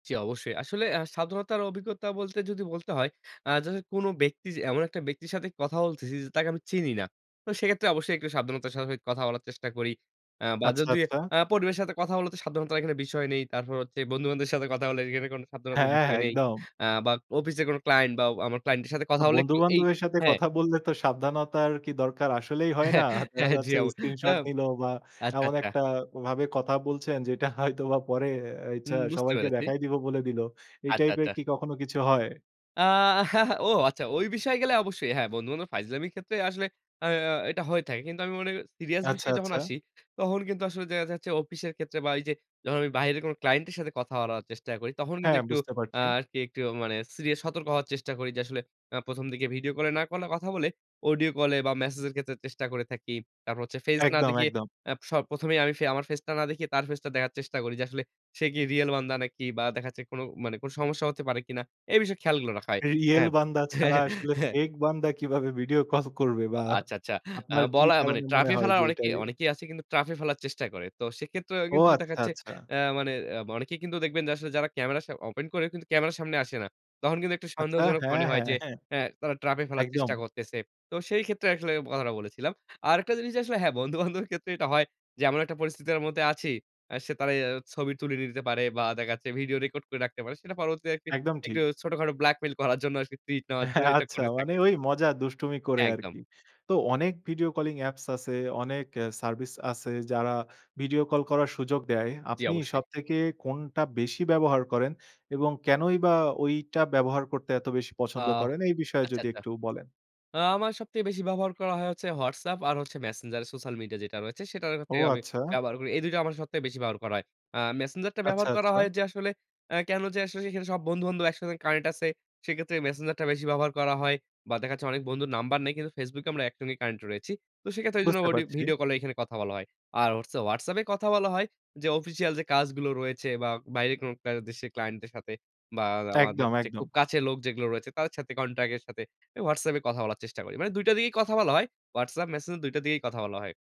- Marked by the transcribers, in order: laughing while speaking: "হ্যাঁ, জি, আপু"; in English: "screenshot"; in English: "type"; chuckle; in English: "real"; laugh; in English: "trap"; laughing while speaking: "হ্যাঁ, বন্ধু-বান্ধবের ক্ষেত্রে এটা হয়"; in English: "blackmail"; scoff; laughing while speaking: "আচ্ছা"; in English: "video calling apps"; in English: "connect"; in English: "official"; in English: "contact"
- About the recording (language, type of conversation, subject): Bengali, podcast, ভিডিও কলে মানুষের সঙ্গে প্রকৃত সংযোগ কীভাবে বাড়াবেন?